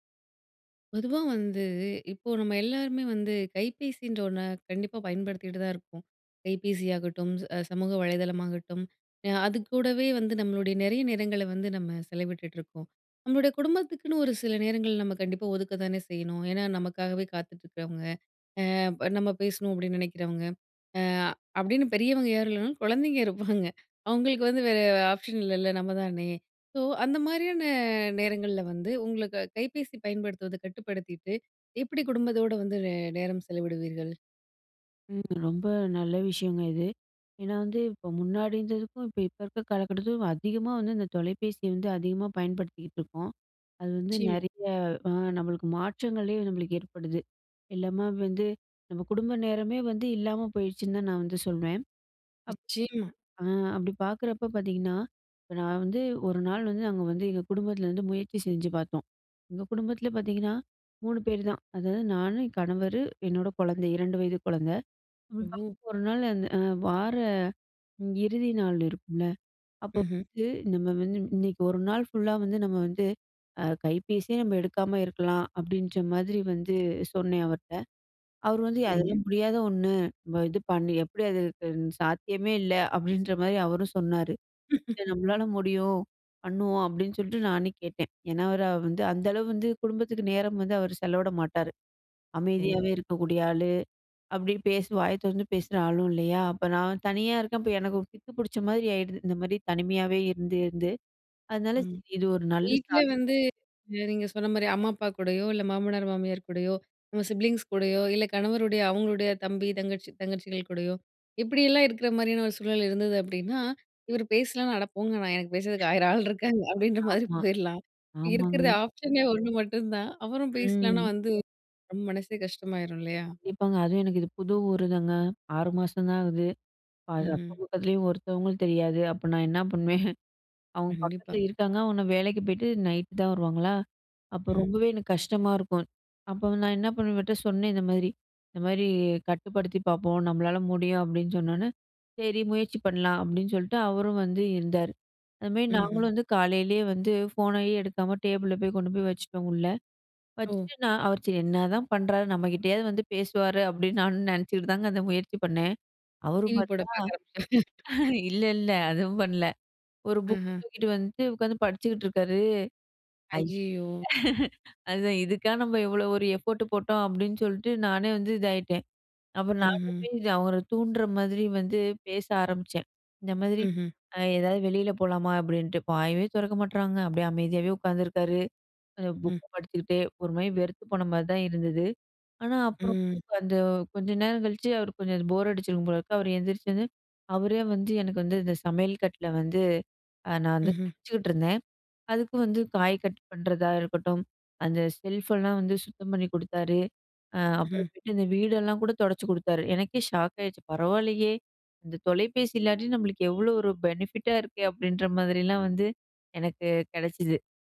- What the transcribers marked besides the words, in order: chuckle; in English: "ஆப்ஷன்"; in English: "ஃபுல்லா"; laugh; in English: "சிப்லிங்ஸ்"; laughing while speaking: "அட போங்க நான் எனக்கு பேசுறதுக்கு ஆயிரம் ஆள் இருக்காங்க. அப்டின்ற மாரி போயிறலாம்"; chuckle; in English: "ஆப்ஷனே"; chuckle; laughing while speaking: "அப்டின்னு நானும் நெனச்சிக்கிட்டு தாங்க அந்த … நானே வந்து இதாயிட்டேன்"; laughing while speaking: "டிவி போட பாக்க ஆரம்பிச்சீங்க"; in English: "எஃபோட்டு"; in English: "செல்ஃபெல்லாம்"; horn; in English: "பெனிஃபிட்டா"
- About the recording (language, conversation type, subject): Tamil, podcast, குடும்ப நேரத்தில் கைபேசி பயன்பாட்டை எப்படி கட்டுப்படுத்துவீர்கள்?